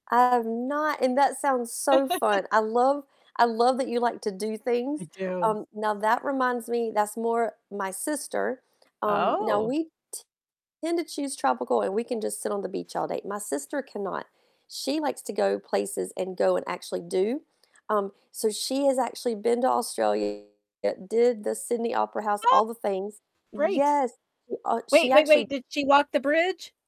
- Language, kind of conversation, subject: English, unstructured, When wanderlust strikes, how do you decide on your next destination, and what factors guide your choice?
- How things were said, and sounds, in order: distorted speech; laugh; static; tapping; mechanical hum